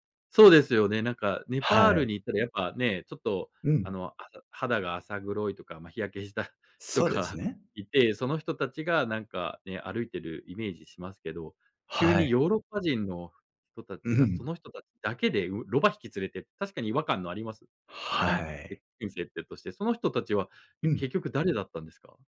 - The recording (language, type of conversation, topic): Japanese, podcast, 偶然の出会いで起きた面白いエピソードはありますか？
- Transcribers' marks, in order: none